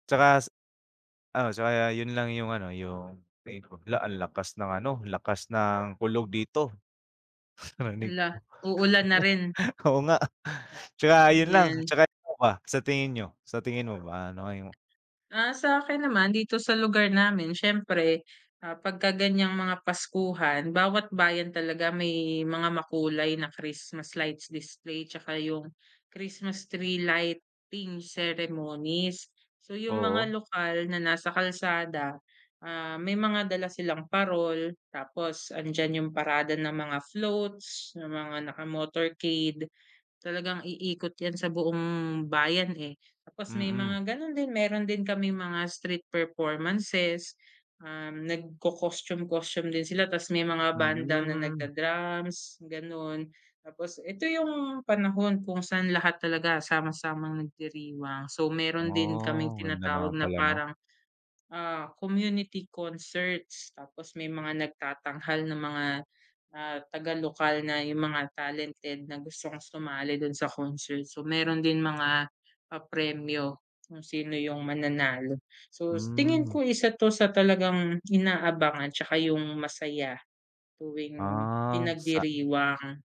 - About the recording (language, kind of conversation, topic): Filipino, unstructured, Ano ang pinakamahalagang tradisyon sa inyong lugar?
- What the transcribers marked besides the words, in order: dog barking; laughing while speaking: "Narinig mo? Oo nga"; laugh; in English: "Christmas lights display"; in English: "Christmas tree lighting ceremonies"; in English: "street performances"; in English: "community concerts"